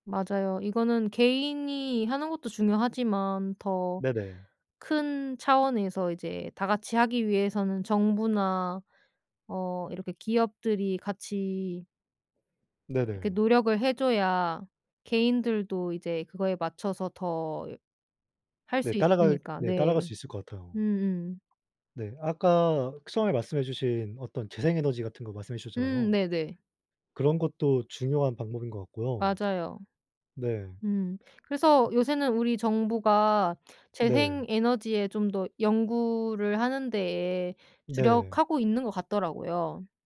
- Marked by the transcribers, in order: other background noise
- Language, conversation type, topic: Korean, unstructured, 기후 변화로 인해 사라지는 동물들에 대해 어떻게 느끼시나요?